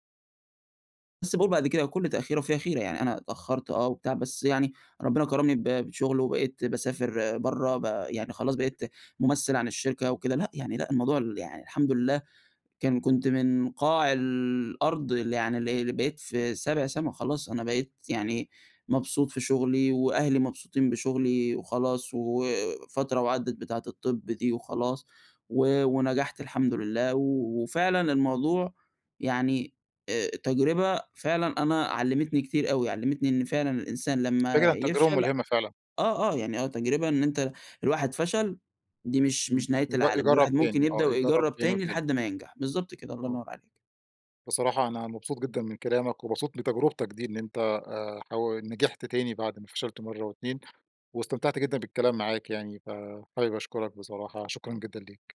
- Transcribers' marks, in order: other background noise
- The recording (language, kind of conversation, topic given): Arabic, podcast, هل الفشل جزء من النجاح برأيك؟ إزاي؟